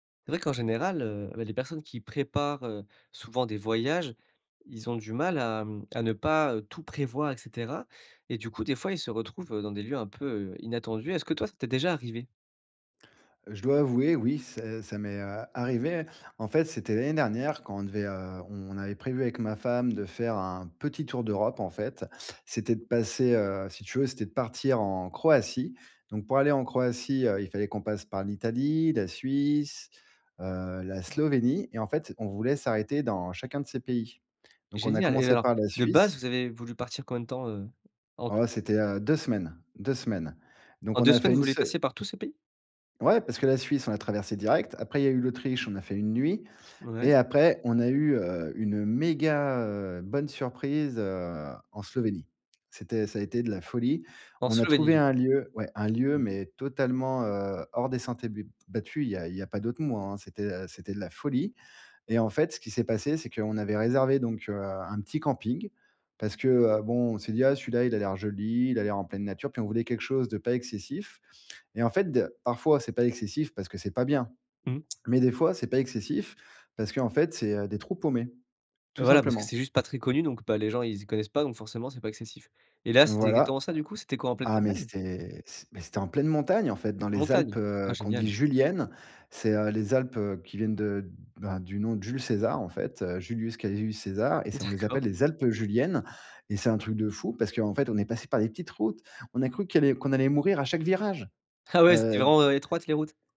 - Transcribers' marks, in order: laughing while speaking: "D'accord"; laughing while speaking: "Ah ouais"
- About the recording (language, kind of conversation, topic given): French, podcast, Comment trouves-tu des lieux hors des sentiers battus ?